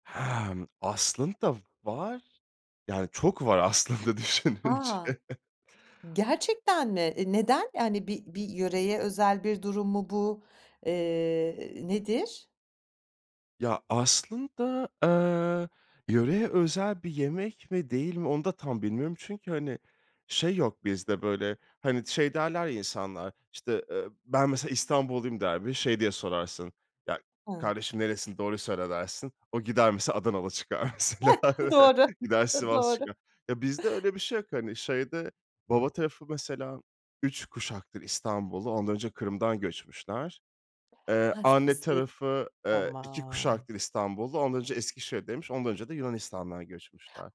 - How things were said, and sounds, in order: laughing while speaking: "aslında düşününce"; tapping; chuckle; drawn out: "Tamam"
- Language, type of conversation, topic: Turkish, podcast, Ailenizin en özel yemek tarifini anlatır mısın?